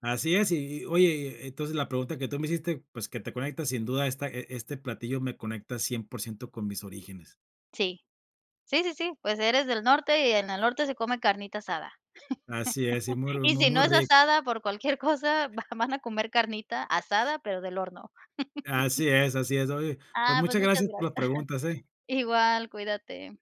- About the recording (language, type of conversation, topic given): Spanish, podcast, ¿Qué comida te conecta con tus orígenes?
- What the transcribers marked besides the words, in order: laugh; laugh; giggle